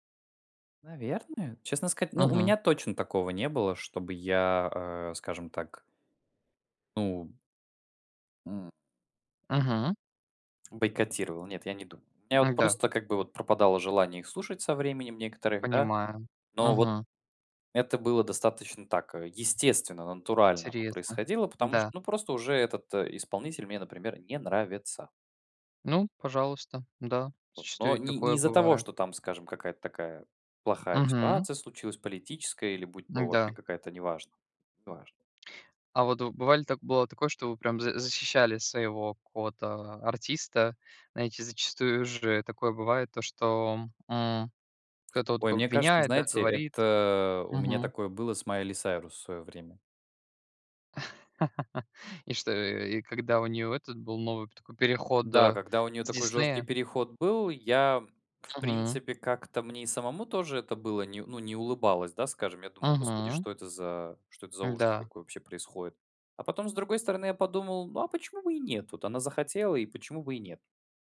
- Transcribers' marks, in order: other background noise; tapping; inhale; chuckle
- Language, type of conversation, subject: Russian, unstructured, Стоит ли бойкотировать артиста из-за его личных убеждений?